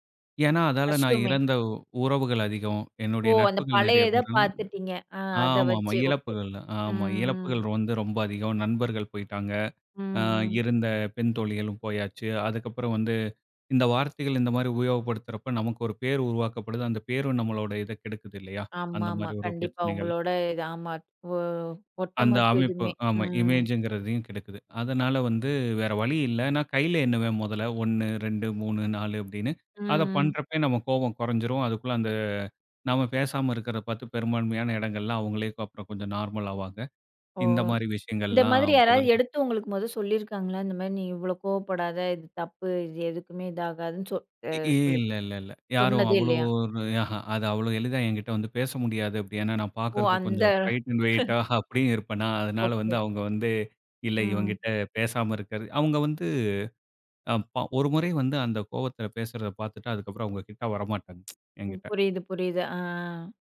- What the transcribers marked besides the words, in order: in English: "இமேஜங்கிறதையும்"; other background noise; in English: "ஹைட் அண்ட் வெயிட்டா"; chuckle; tsk
- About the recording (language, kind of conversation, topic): Tamil, podcast, கோபம் வந்தால் நீங்கள் அதை எந்த வழியில் தணிக்கிறீர்கள்?